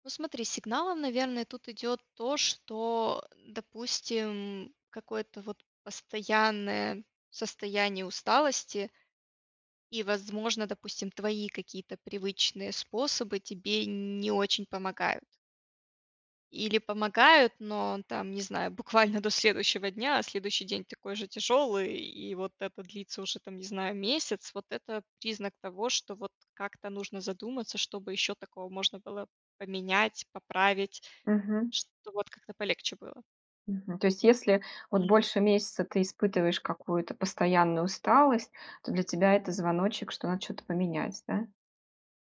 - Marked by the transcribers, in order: none
- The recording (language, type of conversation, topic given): Russian, podcast, Как ты обычно восстанавливаешь силы после тяжёлого дня?